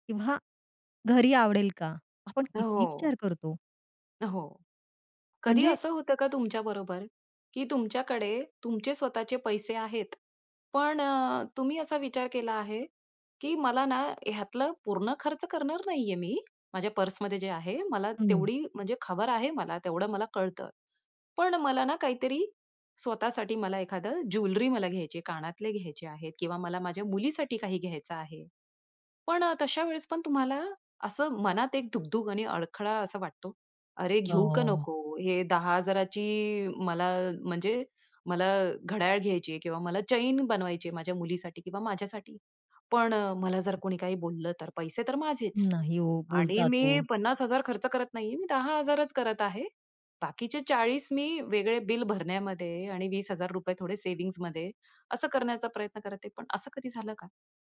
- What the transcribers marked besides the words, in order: tapping
- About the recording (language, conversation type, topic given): Marathi, podcast, निर्णय घेताना तुझं मन का अडकतं?